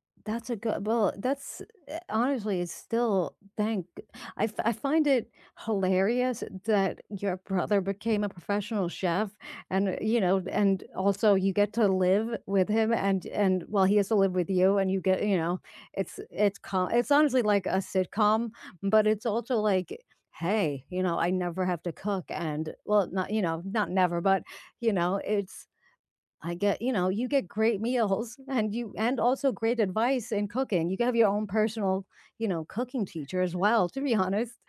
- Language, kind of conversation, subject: English, unstructured, Which meal instantly feels like home to you, and what memories, people, or places make it special?
- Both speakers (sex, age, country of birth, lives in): female, 40-44, United States, United States; female, 60-64, United States, United States
- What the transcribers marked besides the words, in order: laughing while speaking: "meals"